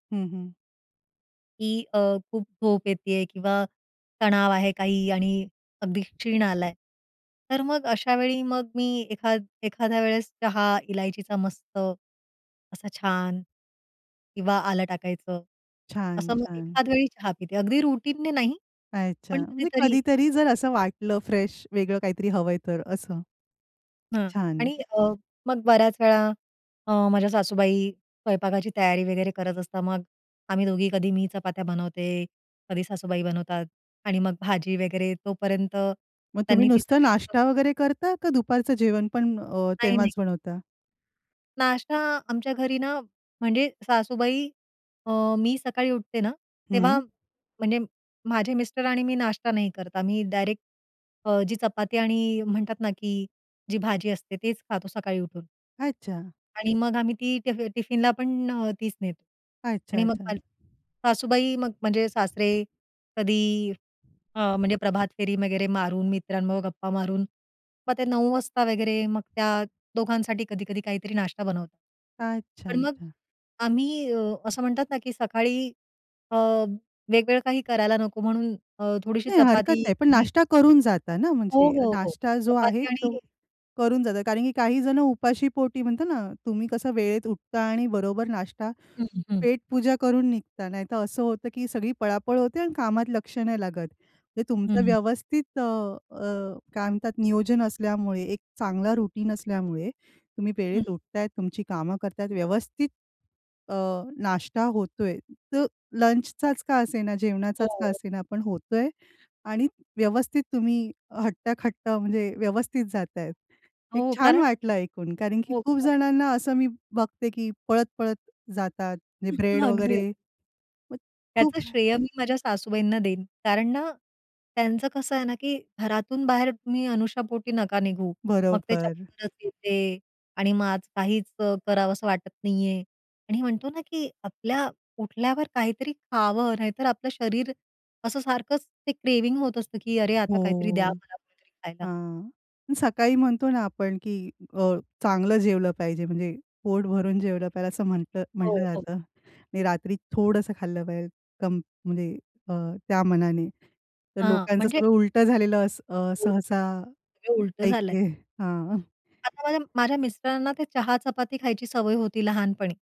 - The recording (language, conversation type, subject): Marathi, podcast, सकाळी तुमची दिनचर्या कशी असते?
- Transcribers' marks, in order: other noise; in English: "रुटीनने"; in English: "फ्रेश"; unintelligible speech; unintelligible speech; tapping; in English: "रुटिन"; "हट्टाकट्टा" said as "हट्टाखट्टा"; "अनशापोटी" said as "अनुशापोटी"; in English: "क्रेव्हिंग"; drawn out: "हो"; chuckle